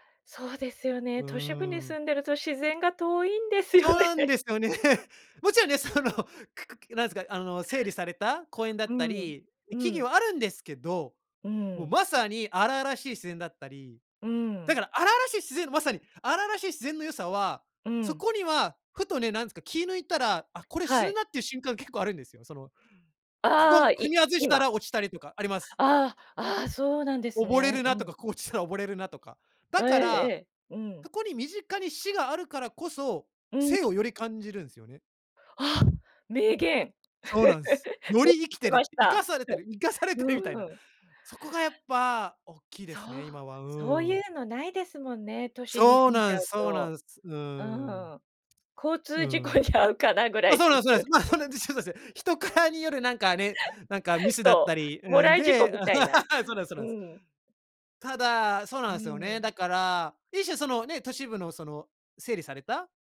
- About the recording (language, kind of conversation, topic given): Japanese, podcast, 子どもの頃に体験した自然の中での出来事で、特に印象に残っているのは何ですか？
- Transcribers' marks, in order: laughing while speaking: "遠いんですよね"; chuckle; laughing while speaking: "その"; other background noise; laugh; laughing while speaking: "生かされてるみたいな"; unintelligible speech; laugh; laugh